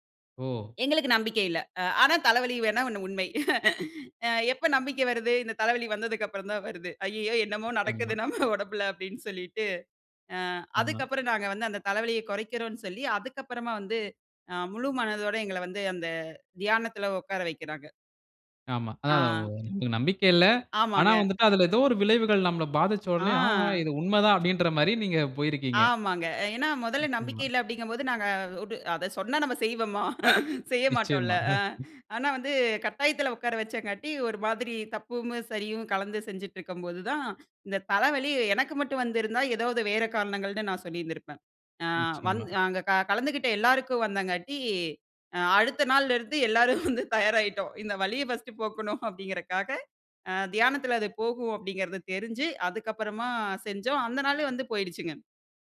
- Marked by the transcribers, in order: chuckle; laughing while speaking: "ஐய்யயோ! என்னமோ, நடக்குது நம்ம உடம்புல அப்டின்னு சொல்லிட்டு"; "செய்வோமா" said as "செய்வமா"; chuckle; "வச்சதுனால" said as "வச்சங்காட்டி"; "தப்பும்" said as "தப்புமு"; "வந்தனால" said as "வந்தங்காட்டி"; laughing while speaking: "வந்து தயாராயிட்டோம். இந்த வலிய ஃபர்ஸ்ட்டு போக்கணும் அப்டிங்கறதுக்காக"
- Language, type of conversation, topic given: Tamil, podcast, தியானத்துக்கு நேரம் இல்லையெனில் என்ன செய்ய வேண்டும்?